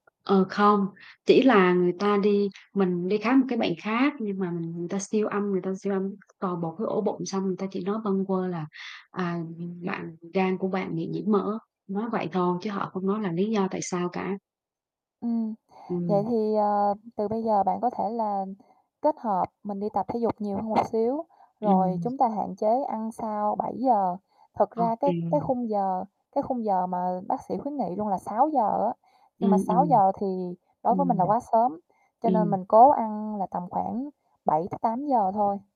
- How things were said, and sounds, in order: static; tapping; other background noise; distorted speech
- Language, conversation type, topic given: Vietnamese, unstructured, Giữa ăn sáng ở nhà và ăn sáng ngoài tiệm, bạn sẽ chọn cách nào?
- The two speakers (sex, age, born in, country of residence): female, 25-29, Vietnam, Vietnam; female, 35-39, Vietnam, Vietnam